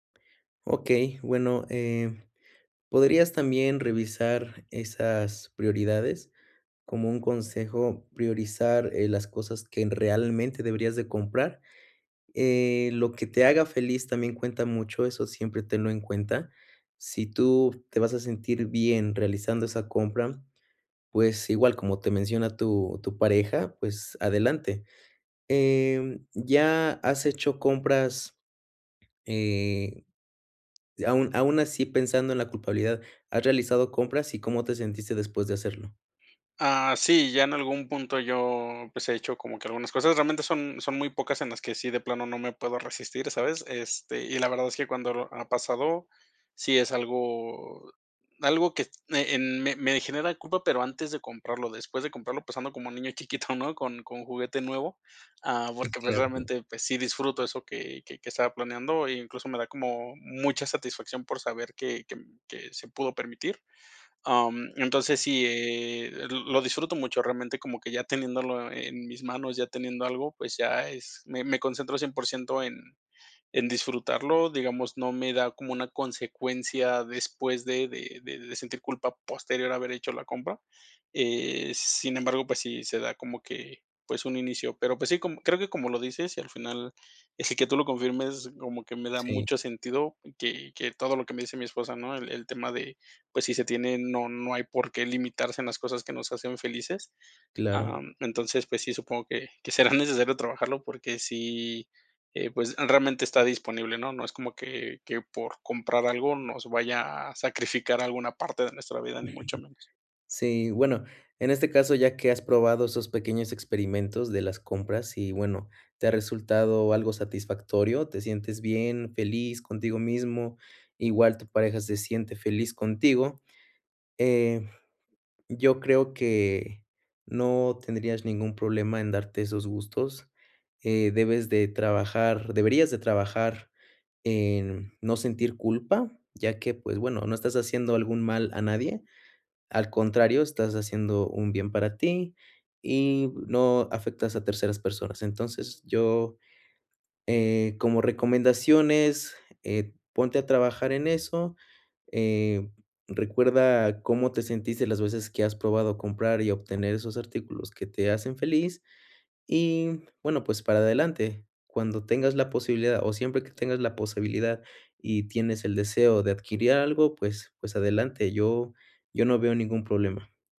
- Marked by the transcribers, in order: other background noise; chuckle; laughing while speaking: "que será necesario trabajarlo"; chuckle
- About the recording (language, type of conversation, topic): Spanish, advice, ¿Por qué me siento culpable o ansioso al gastar en mí mismo?